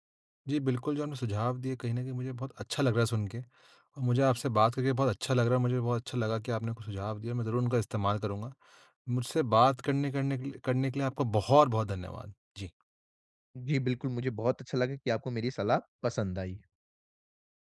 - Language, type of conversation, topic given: Hindi, advice, आलोचना पर अपनी भावनात्मक प्रतिक्रिया को कैसे नियंत्रित करूँ?
- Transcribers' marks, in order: none